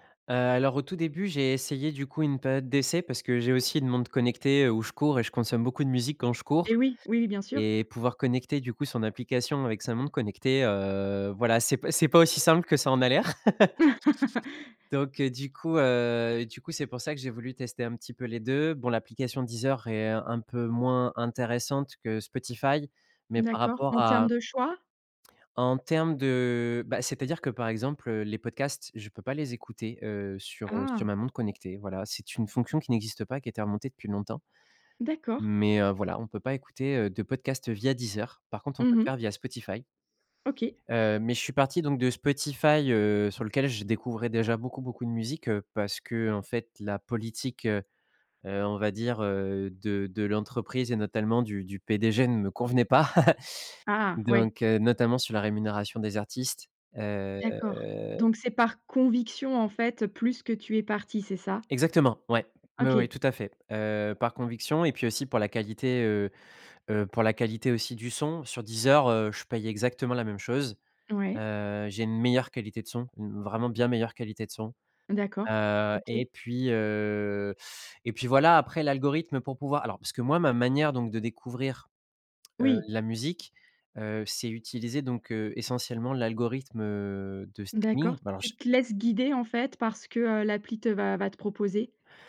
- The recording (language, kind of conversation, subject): French, podcast, Comment trouvez-vous de nouvelles musiques en ce moment ?
- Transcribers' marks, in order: other background noise; laugh; tapping; stressed: "Mais"; "notamment" said as "notalmment"; chuckle; drawn out: "heu"; stressed: "conviction"